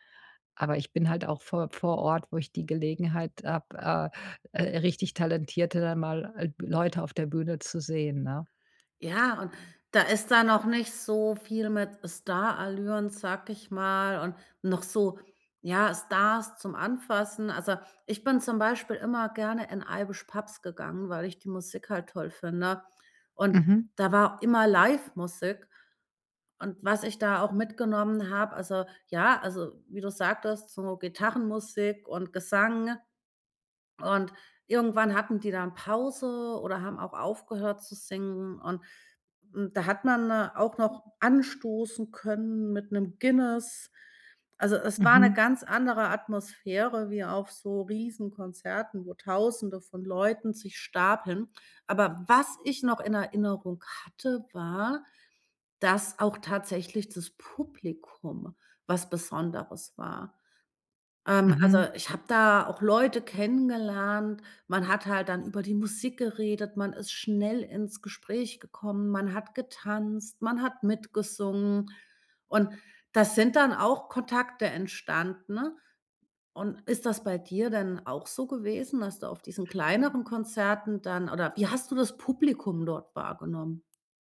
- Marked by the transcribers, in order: stressed: "was"; other background noise
- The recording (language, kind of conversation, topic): German, podcast, Was macht ein Konzert besonders intim und nahbar?